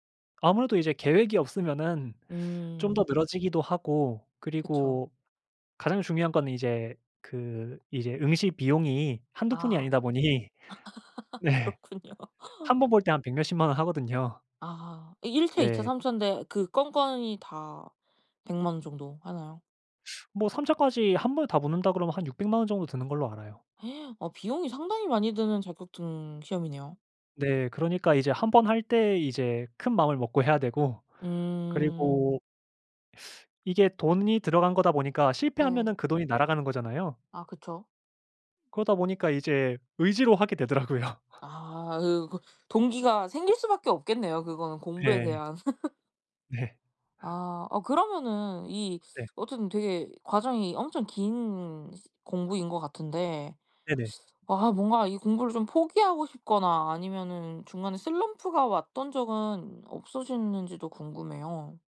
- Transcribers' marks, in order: tapping; laugh; laughing while speaking: "보니 네"; laughing while speaking: "그렇군요"; gasp; laughing while speaking: "되더라고요"; laugh; other background noise; laugh; laughing while speaking: "네"
- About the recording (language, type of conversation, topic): Korean, podcast, 공부 동기를 어떻게 찾으셨나요?